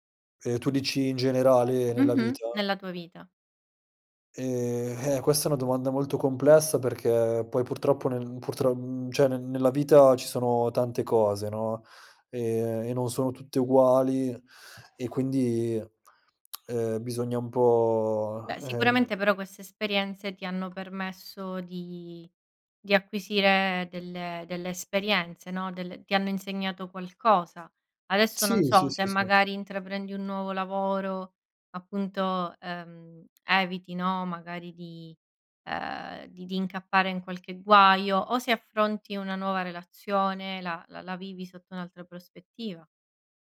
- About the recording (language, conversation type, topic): Italian, podcast, Raccontami di una volta in cui hai sbagliato e hai imparato molto?
- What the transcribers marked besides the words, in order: "cioè" said as "ceh"; lip smack; other background noise